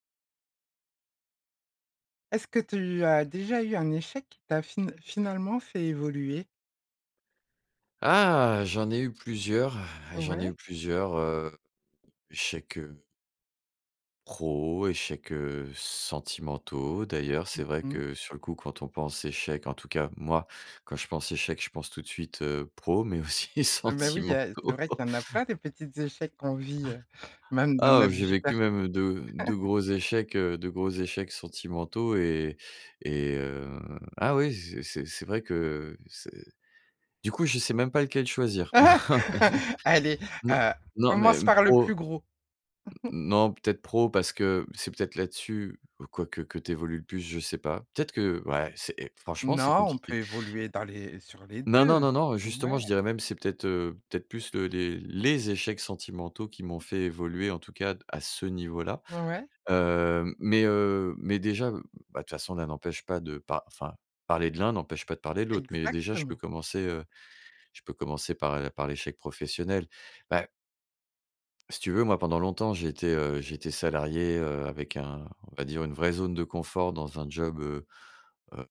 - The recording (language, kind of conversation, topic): French, podcast, Peux-tu raconter un échec qui t’a finalement fait évoluer ?
- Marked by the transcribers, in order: laughing while speaking: "mais aussi sentimentaux"; chuckle; chuckle; chuckle; laugh; other background noise; chuckle; stressed: "les"; stressed: "ce"; tapping